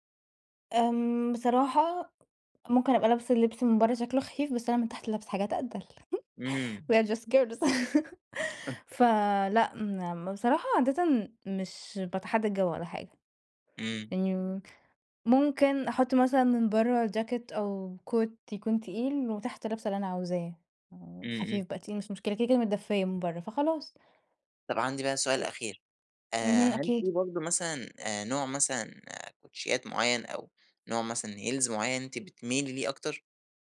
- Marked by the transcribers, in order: tapping; chuckle; in English: "we are just girls"; unintelligible speech; chuckle; in English: "Coat"; in English: "heels"
- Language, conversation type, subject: Arabic, podcast, إزاي بتختار لبسك كل يوم؟